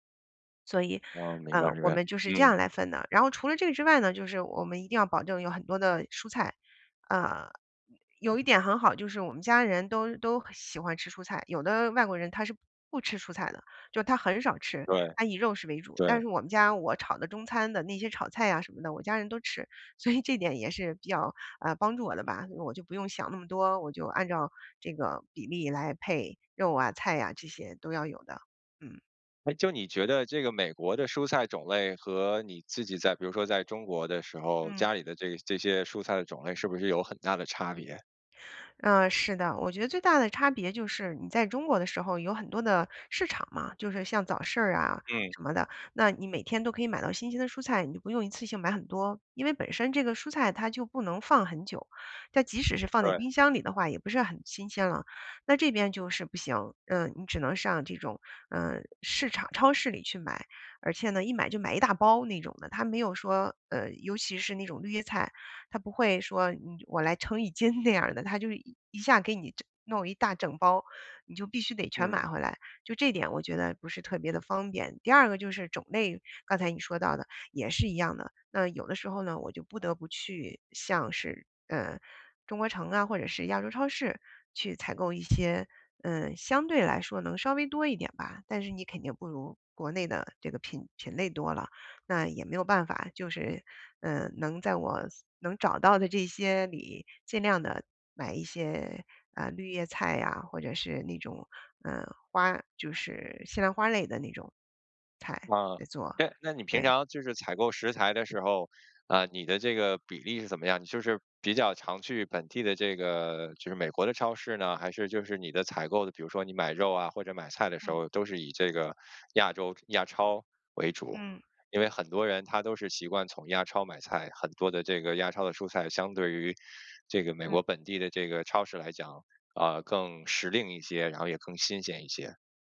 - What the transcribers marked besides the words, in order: other background noise; laughing while speaking: "所以"
- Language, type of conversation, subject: Chinese, podcast, 你平时如何规划每周的菜单？